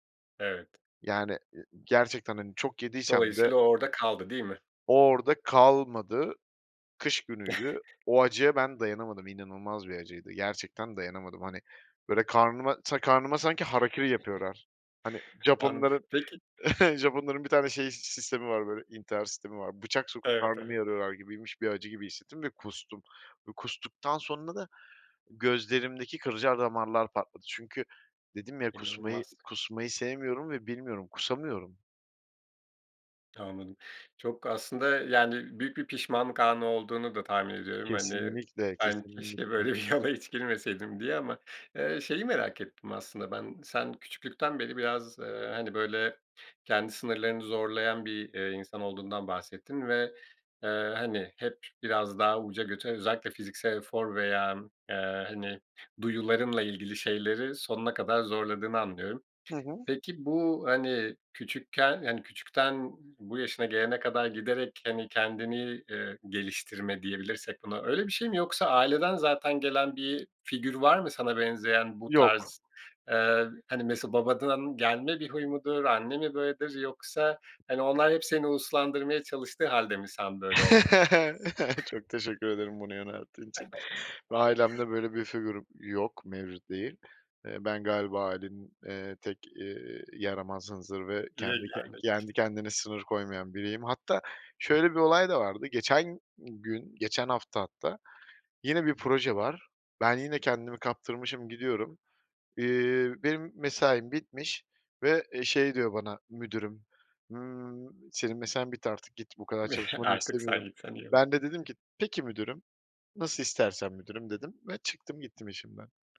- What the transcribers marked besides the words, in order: chuckle; other background noise; in Japanese: "harakiri"; chuckle; "kılcal" said as "kırcar"; laughing while speaking: "bir yola"; chuckle; chuckle; chuckle
- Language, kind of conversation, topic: Turkish, podcast, Vücudunun sınırlarını nasıl belirlersin ve ne zaman “yeter” demen gerektiğini nasıl öğrenirsin?
- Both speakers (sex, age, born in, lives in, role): male, 30-34, Turkey, Poland, guest; male, 40-44, Turkey, Portugal, host